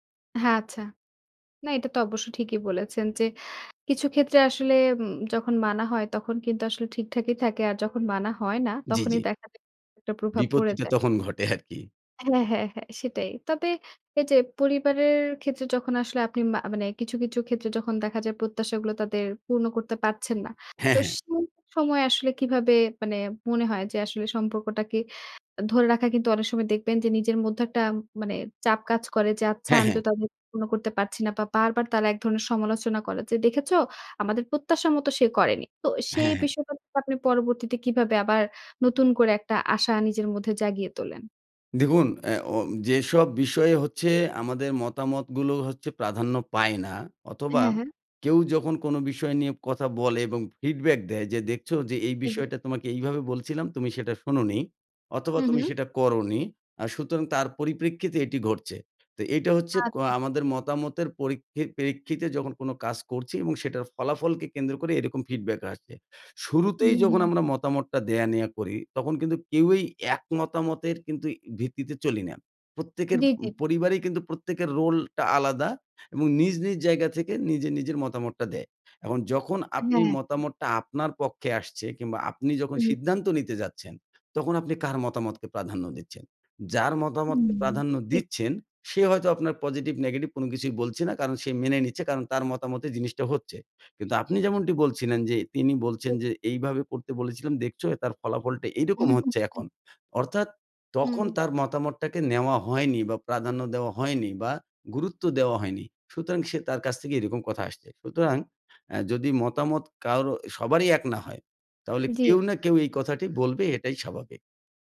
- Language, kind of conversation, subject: Bengali, podcast, কীভাবে পরিবার বা বন্ধুদের মতামত সামলে চলেন?
- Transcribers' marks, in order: laughing while speaking: "আরকি"; "আচ্ছা" said as "আচা"; "প্রেক্ষিতে" said as "পেরিক্ষিতে"; other background noise